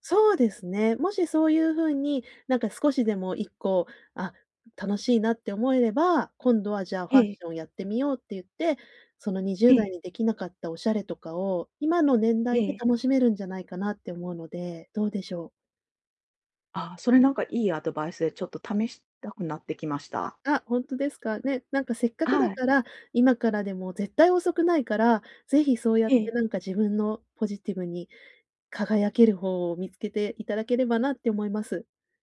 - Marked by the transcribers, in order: none
- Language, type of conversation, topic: Japanese, advice, 過去の失敗を引きずって自己否定が続くのはなぜですか？